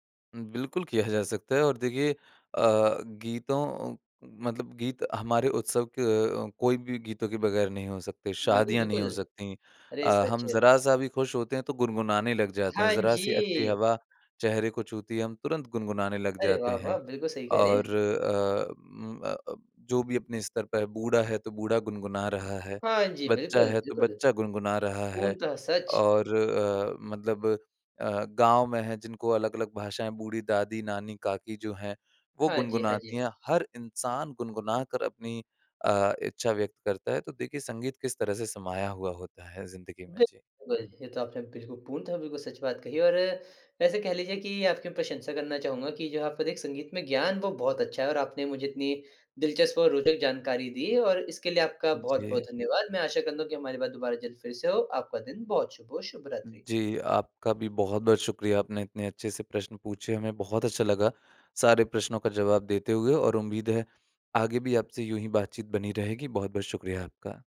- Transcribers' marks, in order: none
- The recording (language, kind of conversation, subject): Hindi, podcast, किस गाने ने आपकी सोच बदल दी या आपको प्रेरित किया?